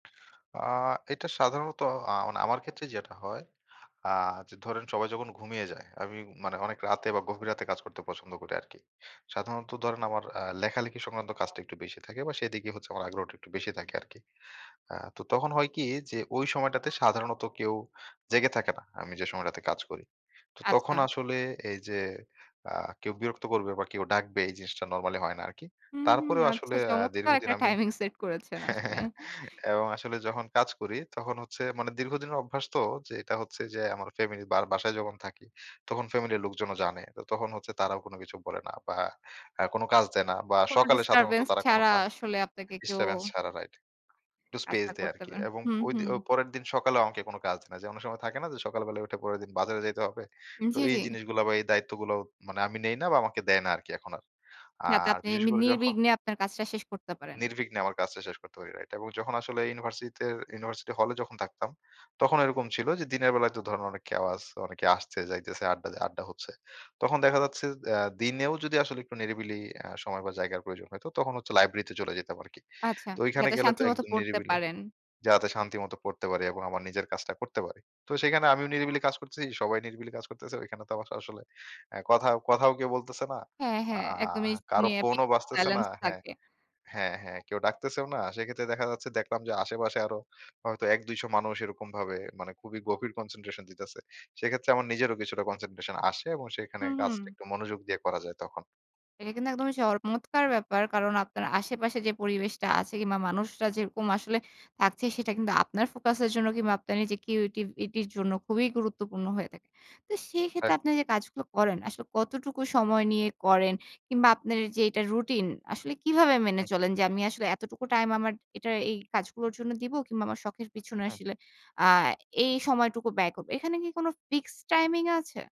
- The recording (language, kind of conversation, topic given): Bengali, podcast, তুমি সৃজনশীল কাজের জন্য কী ধরনের রুটিন অনুসরণ করো?
- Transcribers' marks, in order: other background noise; tapping; background speech; chuckle; unintelligible speech; "চমৎকার" said as "চরমৎকার"